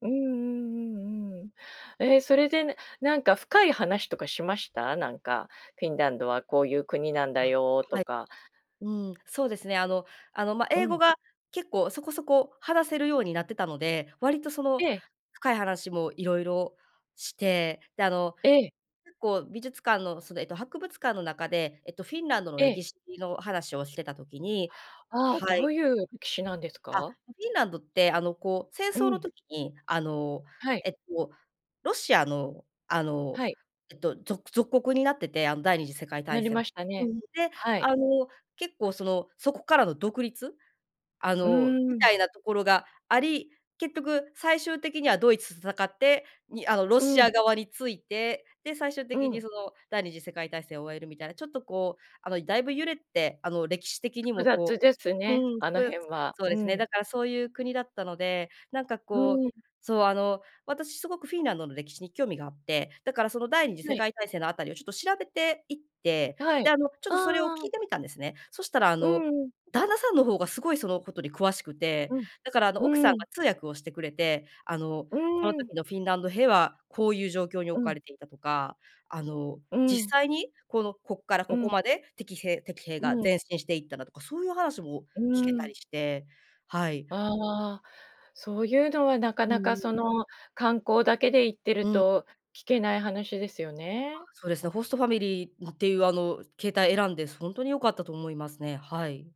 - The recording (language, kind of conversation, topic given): Japanese, podcast, 心が温かくなった親切な出会いは、どんな出来事でしたか？
- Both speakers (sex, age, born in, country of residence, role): female, 35-39, Japan, Japan, guest; female, 50-54, Japan, Japan, host
- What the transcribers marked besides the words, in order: none